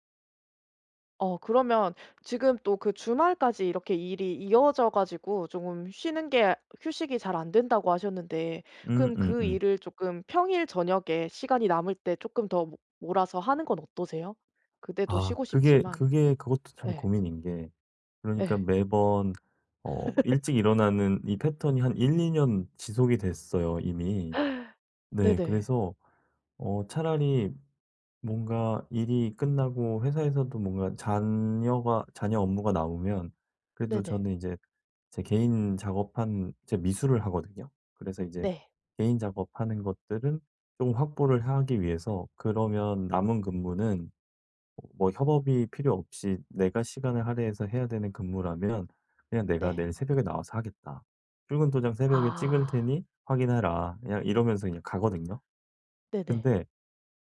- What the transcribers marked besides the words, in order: tapping; laugh; gasp
- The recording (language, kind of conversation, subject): Korean, advice, 주말에 계획을 세우면서도 충분히 회복하려면 어떻게 하면 좋을까요?